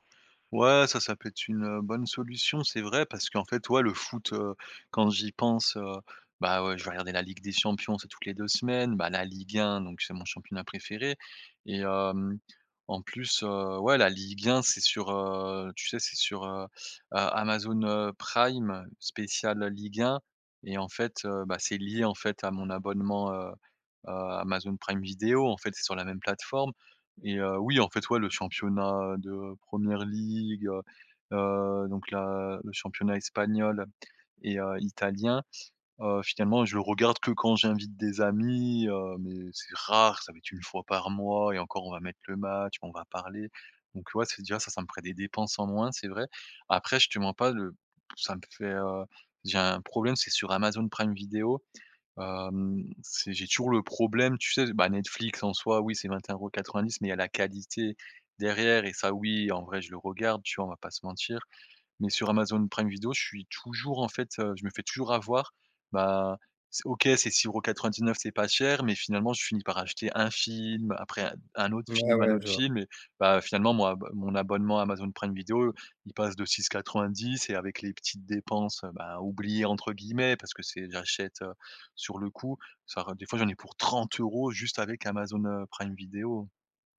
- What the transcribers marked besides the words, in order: stressed: "trente euros"
- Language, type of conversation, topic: French, advice, Comment peux-tu reprendre le contrôle sur tes abonnements et ces petites dépenses que tu oublies ?